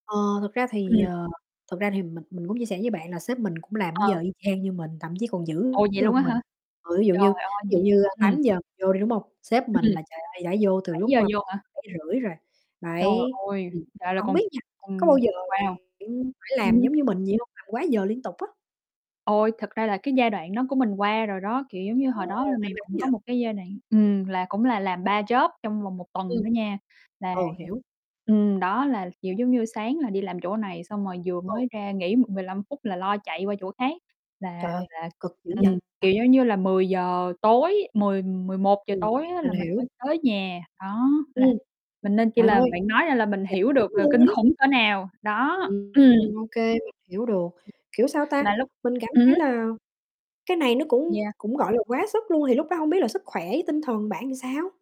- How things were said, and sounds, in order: other background noise; distorted speech; static; tapping; mechanical hum; in English: "job"; unintelligible speech; unintelligible speech; unintelligible speech; unintelligible speech; "thì" said as "ừn"
- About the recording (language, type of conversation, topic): Vietnamese, unstructured, Bạn cảm thấy thế nào khi phải làm việc quá giờ liên tục?